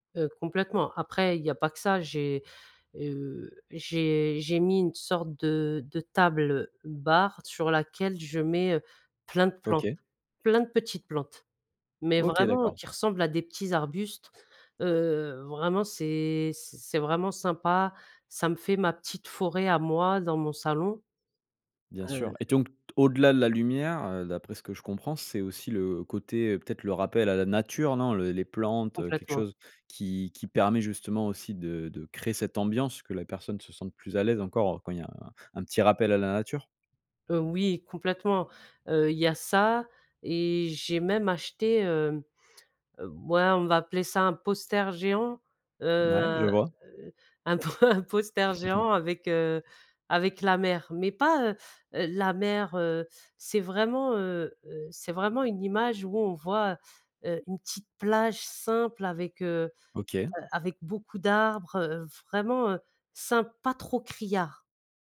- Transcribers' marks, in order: "donc" said as "tonc"; laughing while speaking: "un poster géant avec"; chuckle
- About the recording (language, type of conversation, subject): French, podcast, Comment créer une ambiance cosy chez toi ?